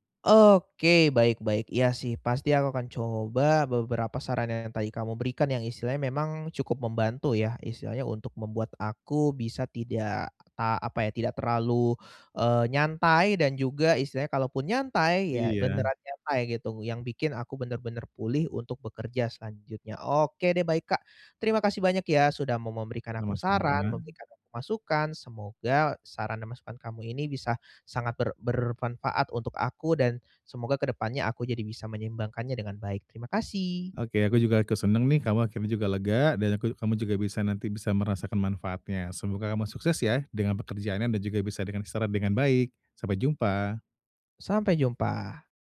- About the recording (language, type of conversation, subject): Indonesian, advice, Bagaimana cara menyeimbangkan waktu istirahat saat pekerjaan sangat sibuk?
- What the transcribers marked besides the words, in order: none